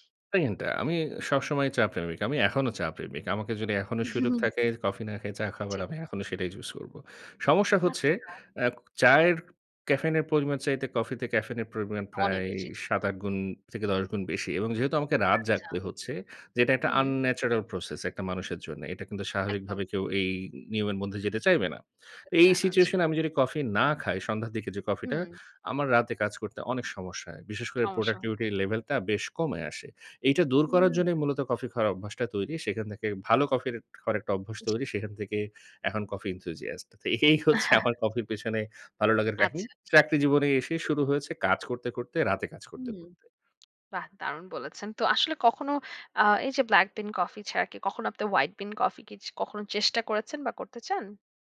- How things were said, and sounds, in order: in English: "পেইন"; chuckle; in English: "চুজ"; in English: "আনন্যাচারাল প্রসেস"; in English: "সিচুয়েশন"; in English: "প্রোডাক্টিভিটির লেভেল"; tapping; in English: "এন্থুসিয়াস্ট"; laughing while speaking: "এই হচ্ছে আমার"; chuckle
- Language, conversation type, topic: Bengali, podcast, চা বা কফি নিয়ে আপনার কোনো ছোট্ট রুটিন আছে?
- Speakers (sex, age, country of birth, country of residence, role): female, 25-29, Bangladesh, United States, host; male, 30-34, Bangladesh, Bangladesh, guest